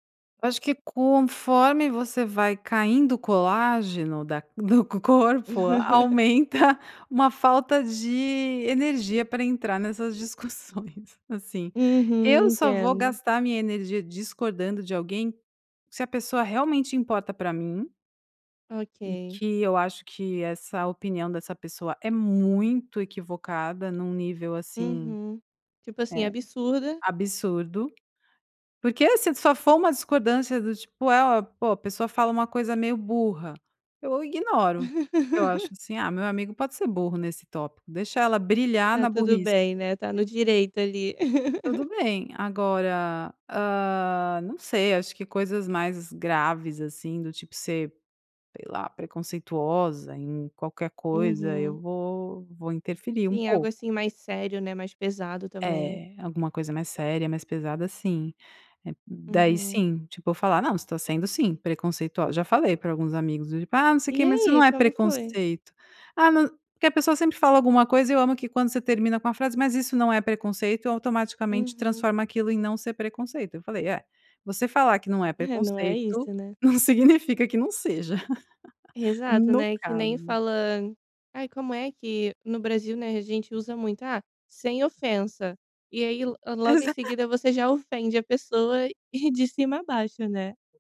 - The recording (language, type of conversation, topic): Portuguese, podcast, Como você costuma discordar sem esquentar a situação?
- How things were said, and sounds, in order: laugh; tapping; laugh; unintelligible speech; laugh; laughing while speaking: "não significa que não seja"; laugh; chuckle